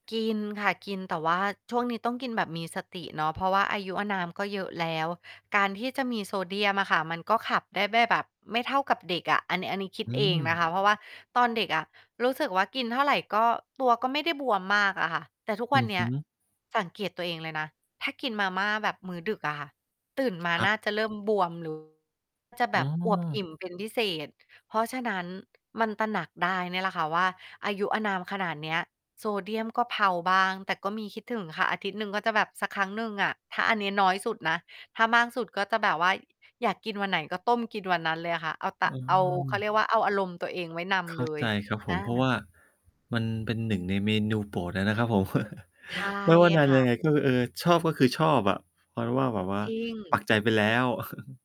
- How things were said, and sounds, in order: mechanical hum; distorted speech; chuckle; chuckle
- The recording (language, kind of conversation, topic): Thai, podcast, คุณเคยมีประสบการณ์ถูกตัดสินจากอาหารที่คุณกินไหม?